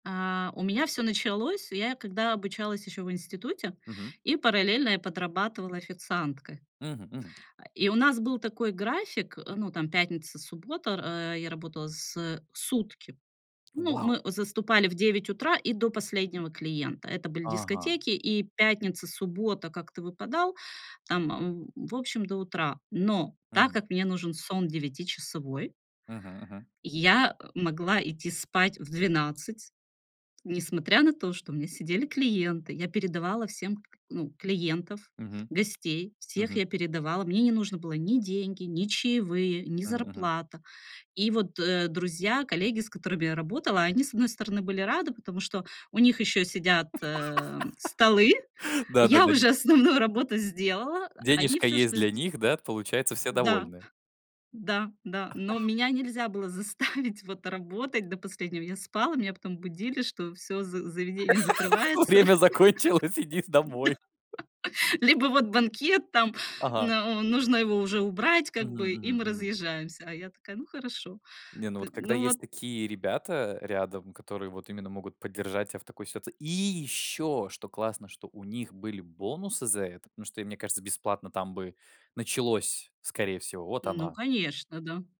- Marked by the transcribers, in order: tapping; laugh; laugh; chuckle; laugh; laughing while speaking: "Время закончилось, иди домой"; laugh; laughing while speaking: "да"; other noise
- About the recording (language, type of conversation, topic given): Russian, podcast, Что помогает переключиться и отдохнуть по‑настоящему?